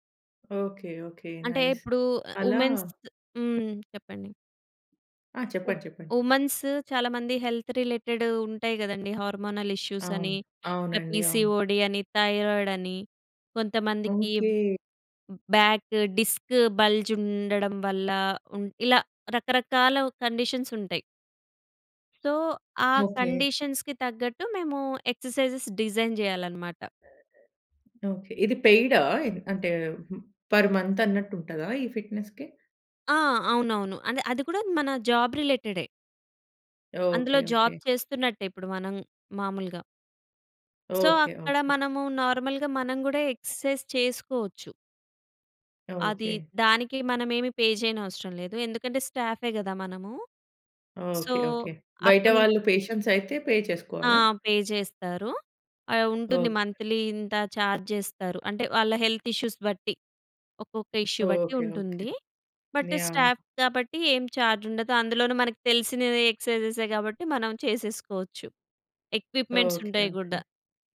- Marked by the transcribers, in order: in English: "నైస్"; in English: "ఉమెన్స్"; in English: "ఉమాన్స్"; in English: "హెల్త్ రిలేటెడ్"; other background noise; in English: "హార్మొనల్ ఇష్యూస్"; in English: "పీసీఓడీ"; in English: "బ్యాక్ డిస్క్ బల్జ్"; in English: "కండిషన్స్"; in English: "సో"; in English: "కండీషన్స్‌కి"; in English: "ఎక్సర్‌సైజెస్ డిజైన్"; in English: "పర్ మంత్"; in English: "ఫిట్‌నెస్‌కి?"; in English: "సో"; in English: "నార్మల్‌గా"; in English: "ఎక్సర్‌సైజ్"; in English: "పే"; in English: "సో"; in English: "పేషెంట్స్"; in English: "పే"; in English: "పే"; in English: "మంత్లీ"; in English: "ఛార్జ్"; in English: "హెల్త్ ఇష్యూస్"; in English: "ఇష్యూ"; in English: "బట్ స్టాఫ్"; in English: "ఛార్జ్"; in English: "ఎక్సర్‌సైజెసె"; in English: "ఎక్విప్‌మెంట్స్"
- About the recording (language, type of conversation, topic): Telugu, podcast, బిజీ రోజువారీ కార్యాచరణలో హాబీకి సమయం ఎలా కేటాయిస్తారు?